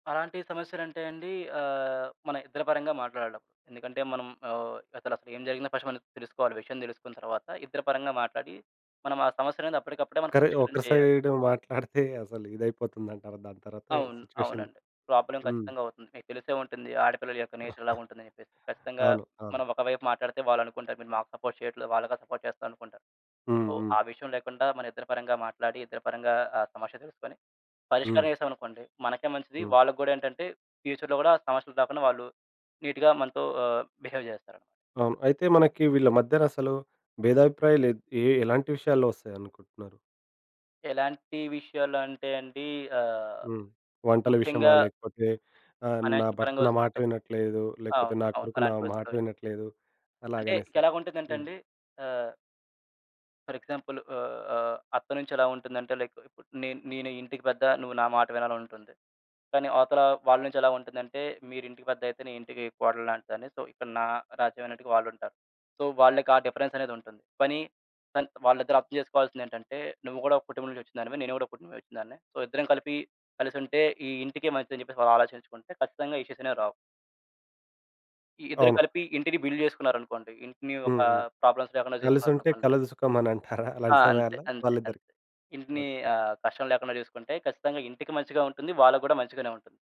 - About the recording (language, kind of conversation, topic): Telugu, podcast, తల్లిదండ్రులతో అభిప్రాయ భేదం వచ్చినప్పుడు వారితో ఎలా మాట్లాడితే మంచిది?
- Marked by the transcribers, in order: in English: "ఫస్ట్"; in English: "సిట్యుయేషన్ ?"; in English: "ప్రాబ్లమ్"; chuckle; in English: "సపోర్ట్"; in English: "సపోర్ట్"; in English: "ఫ్యూచర్‌లో"; in English: "నీట్‌గా"; in English: "బిహేవ్"; in English: "ఫైనాన్షియల్"; in English: "ఫర్"; in English: "లైక్"; in English: "సో"; in English: "సో"; in English: "సో"; in English: "బిల్డ్"; in English: "ప్రాబ్లమ్స్"; chuckle